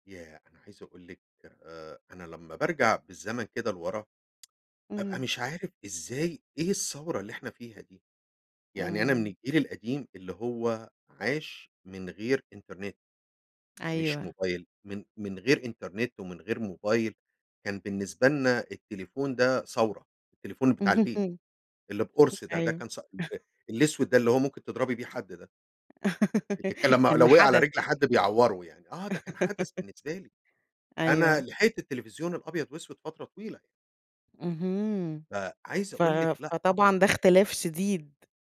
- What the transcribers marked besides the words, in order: tapping; laugh; unintelligible speech; chuckle; laugh; laugh
- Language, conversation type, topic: Arabic, podcast, إزاي التكنولوجيا بتأثر على روتينك اليومي؟